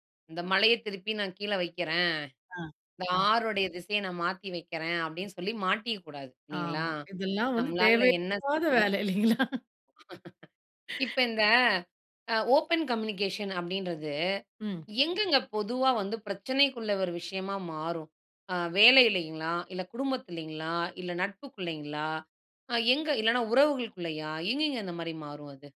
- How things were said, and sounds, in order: laugh; sigh; in English: "ஓப்பன் கம்யூனிகேஷன்"
- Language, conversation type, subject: Tamil, podcast, திறந்த மனத்துடன் எப்படிப் பயனுள்ளதாகத் தொடர்பு கொள்ளலாம்?